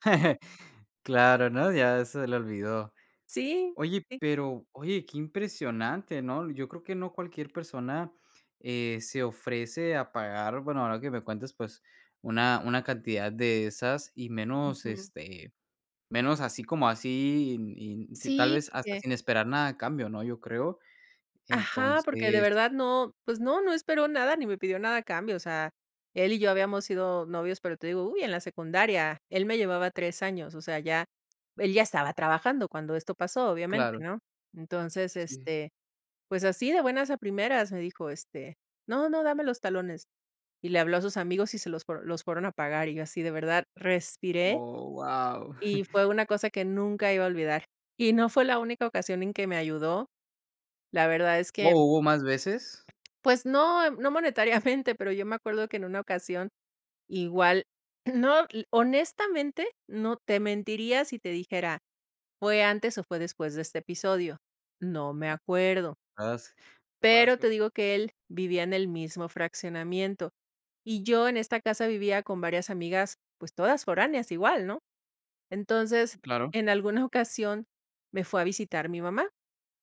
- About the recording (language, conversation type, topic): Spanish, podcast, ¿Qué acto de bondad inesperado jamás olvidarás?
- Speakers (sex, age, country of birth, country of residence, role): female, 50-54, Mexico, Mexico, guest; male, 20-24, Mexico, United States, host
- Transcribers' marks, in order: chuckle; chuckle; other background noise; throat clearing